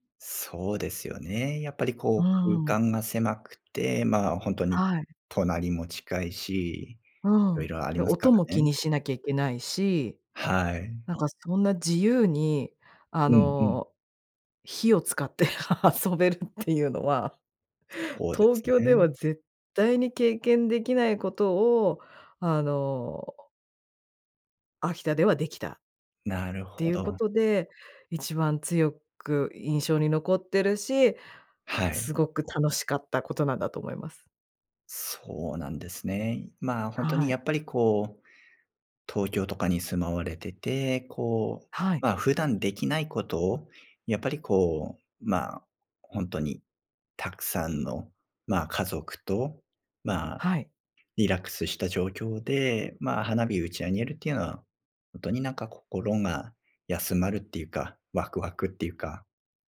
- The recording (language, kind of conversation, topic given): Japanese, podcast, 子どもの頃の一番の思い出は何ですか？
- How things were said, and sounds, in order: laughing while speaking: "使って遊べるっていうのは"